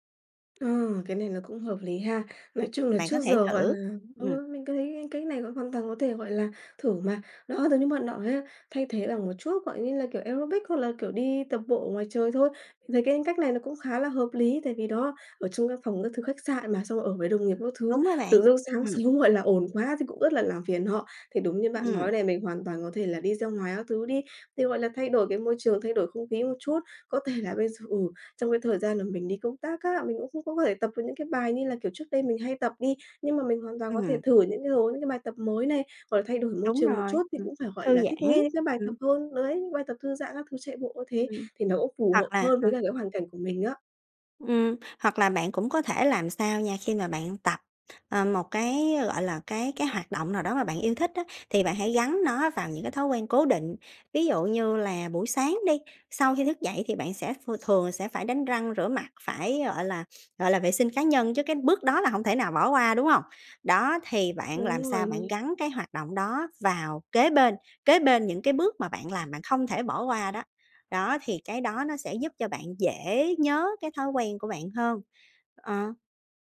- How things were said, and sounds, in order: tapping; in English: "aerobic"; other background noise
- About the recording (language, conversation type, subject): Vietnamese, advice, Làm sao để không quên thói quen khi thay đổi môi trường hoặc lịch trình?